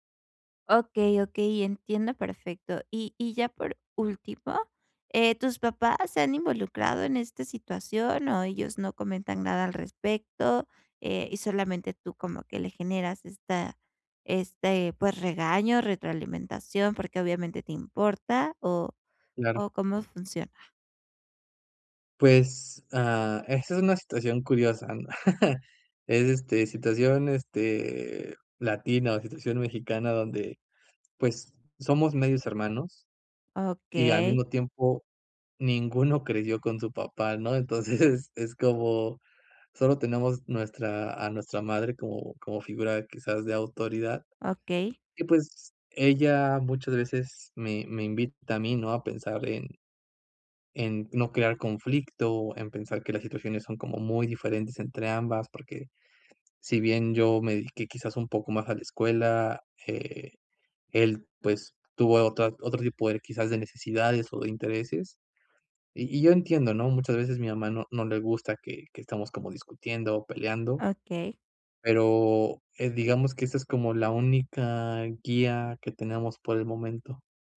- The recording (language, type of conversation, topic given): Spanish, advice, ¿Cómo puedo dar retroalimentación constructiva sin generar conflicto?
- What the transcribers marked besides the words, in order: tapping; other background noise; chuckle; laughing while speaking: "Entonces"